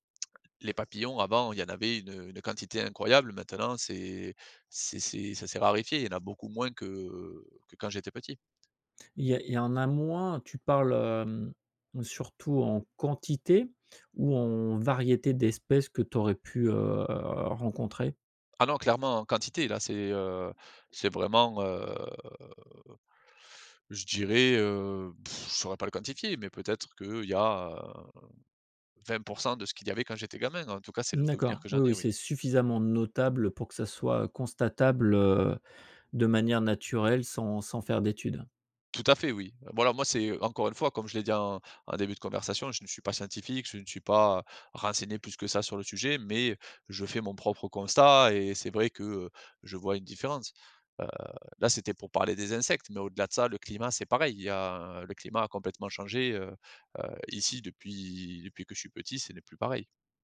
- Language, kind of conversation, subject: French, podcast, Que penses-tu des saisons qui changent à cause du changement climatique ?
- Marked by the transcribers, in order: tapping; drawn out: "heu"; drawn out: "heu"; blowing